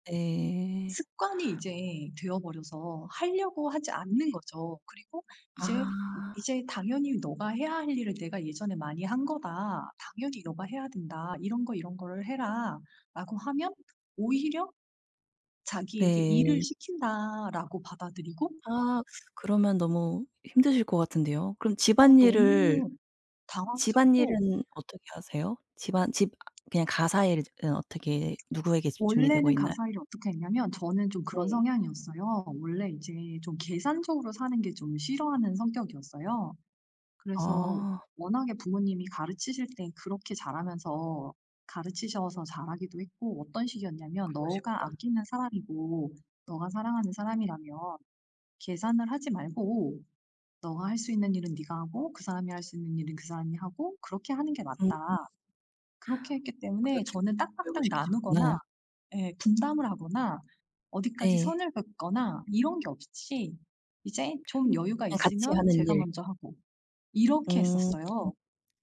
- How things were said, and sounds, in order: other noise; other background noise; tapping
- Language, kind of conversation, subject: Korean, advice, 성 역할과 집안일 분담에 기대되는 기준이 불공평하다고 느끼시나요?